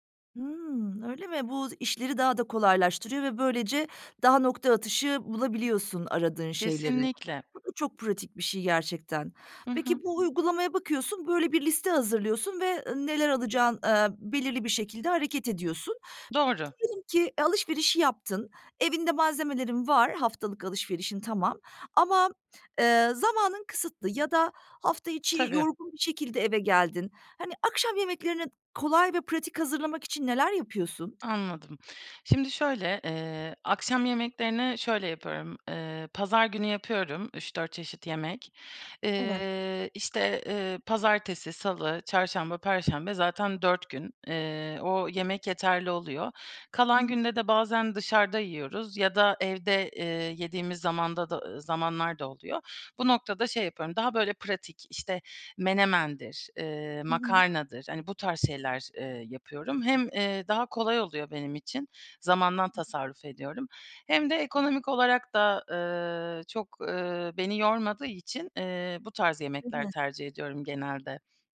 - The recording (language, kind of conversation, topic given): Turkish, podcast, Haftalık yemek planını nasıl hazırlıyorsun?
- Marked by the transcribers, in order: other background noise